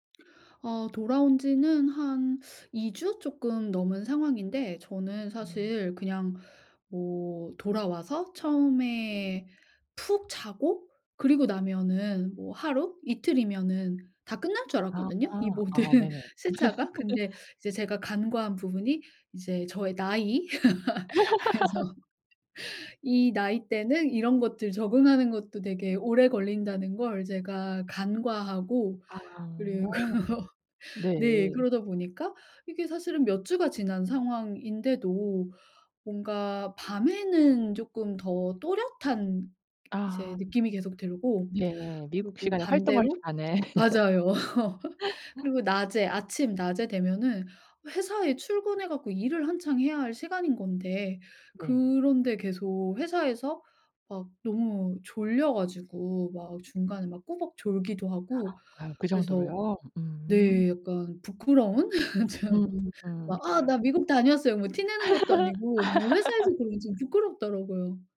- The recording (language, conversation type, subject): Korean, advice, 여행 후 시차 때문에 잠이 안 오고 피곤할 때 어떻게 해야 하나요?
- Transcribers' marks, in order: other background noise; laughing while speaking: "모든"; laugh; laugh; laughing while speaking: "그래서"; laugh; laughing while speaking: "그리고"; laugh; laugh; laugh; laughing while speaking: "좀"; laugh